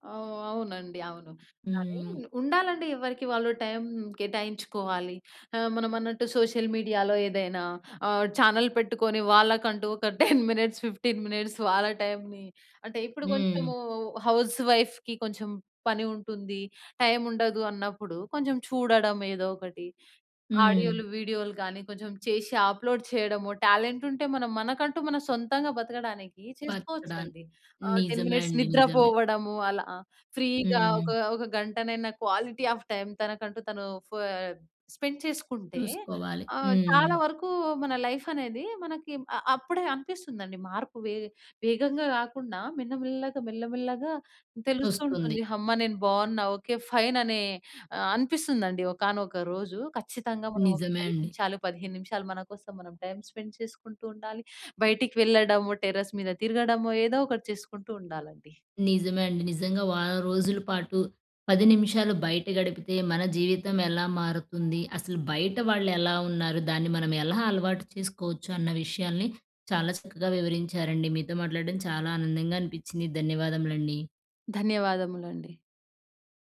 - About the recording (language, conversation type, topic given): Telugu, podcast, ఒక వారం పాటు రోజూ బయట 10 నిమిషాలు గడిపితే ఏ మార్పులు వస్తాయని మీరు భావిస్తారు?
- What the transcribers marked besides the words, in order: in English: "సోషల్ మీడియాలో"; in English: "ఛానల్"; in English: "టెన్ మినిట్స్, ఫిఫ్టీన్ మినిట్స్"; laughing while speaking: "టెన్"; in English: "హౌస్ వైఫ్‌కి"; in English: "అప్లోడ్"; in English: "టెన్ మినిట్స్"; in English: "ఫ్రీగా"; in English: "క్వాలిటీ ఆఫ్ టైమ్"; in English: "స్పెండ్"; in English: "టెర్రస్"